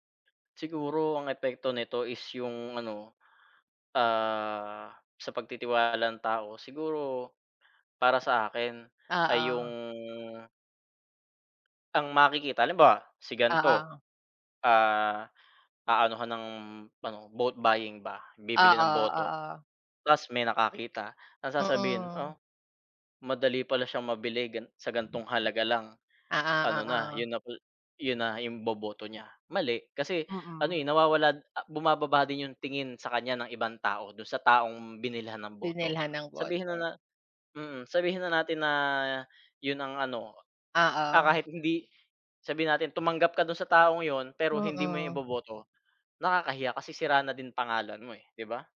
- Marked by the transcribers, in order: other background noise
- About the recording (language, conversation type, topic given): Filipino, unstructured, Ano ang nararamdaman mo kapag may mga isyu ng pandaraya sa eleksiyon?